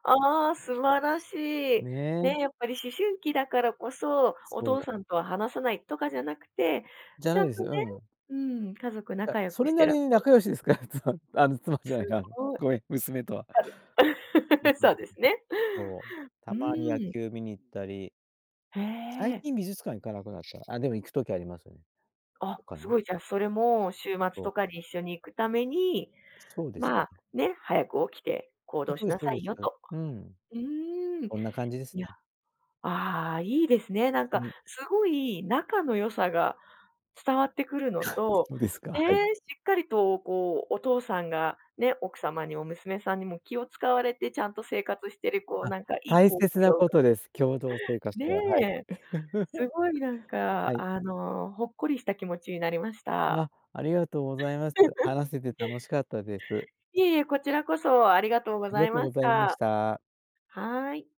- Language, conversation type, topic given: Japanese, podcast, 家族の朝の支度は、普段どんな段取りで進めていますか？
- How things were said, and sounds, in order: laughing while speaking: "仲良しですから。妻、あの、妻じゃない、なに、ごめん、娘とは"; laugh; tapping; chuckle; other background noise; chuckle; laugh